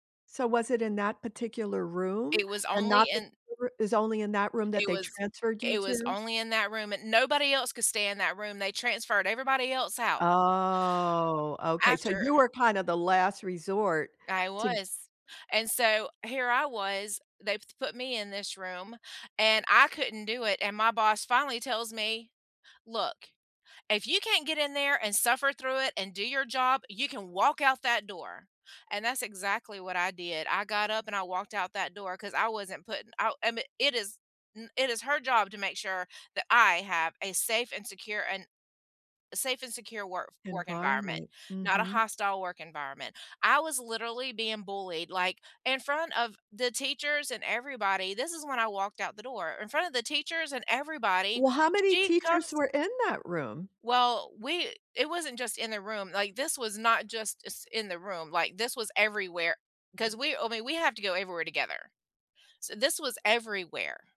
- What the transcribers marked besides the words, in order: unintelligible speech; drawn out: "Oh"; other background noise
- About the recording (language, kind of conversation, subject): English, unstructured, What’s your take on toxic work environments?
- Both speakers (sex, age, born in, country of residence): female, 50-54, United States, United States; female, 75-79, United States, United States